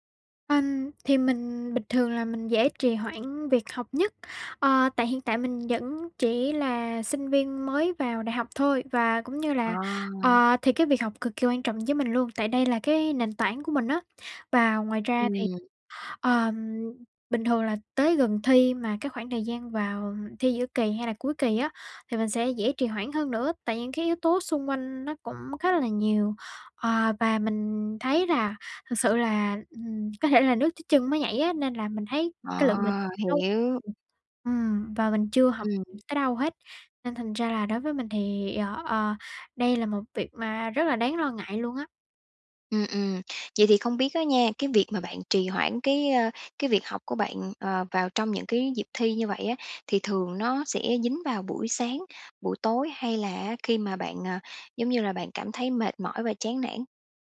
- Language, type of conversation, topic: Vietnamese, advice, Làm thế nào để bỏ thói quen trì hoãn các công việc quan trọng?
- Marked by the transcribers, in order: other background noise; tapping; unintelligible speech